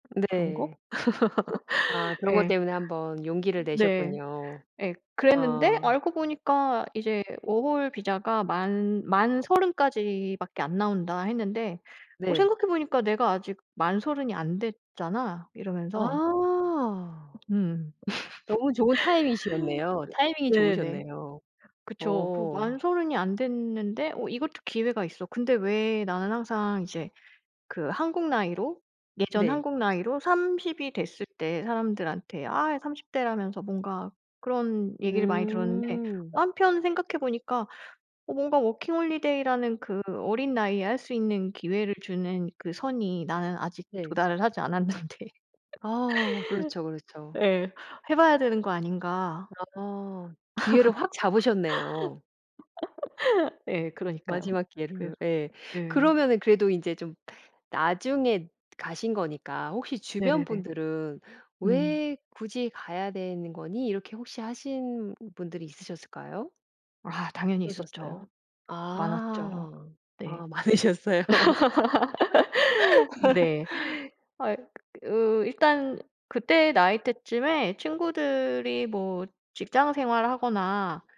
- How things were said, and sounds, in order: other background noise; laugh; tapping; laugh; "타이밍이셨네요" said as "타이미시었네요"; laughing while speaking: "않았는데. 예"; laugh; laugh; laughing while speaking: "많으셨어요"; laugh
- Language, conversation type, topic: Korean, podcast, 용기를 냈던 경험을 하나 들려주실 수 있나요?